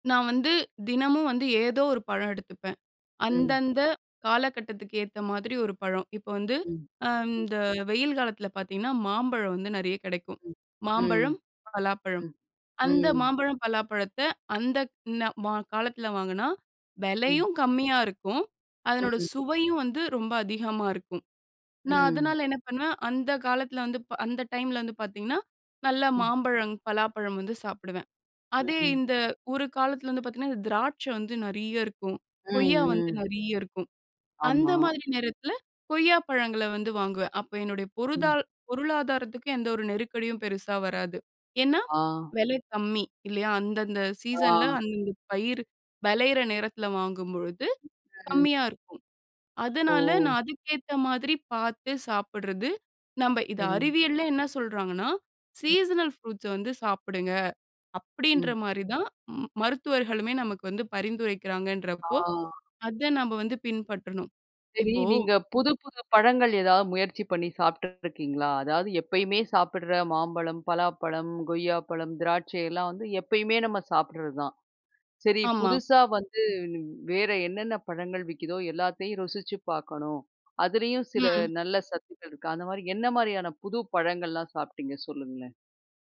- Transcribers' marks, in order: other background noise; in English: "சீசன்ல"; in English: "சீசனல் ப்ரூட்ஸ"
- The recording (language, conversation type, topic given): Tamil, podcast, உங்கள் உடல்நலத்தை மேம்படுத்த தினமும் நீங்கள் பின்பற்றும் பழக்கங்கள் என்ன?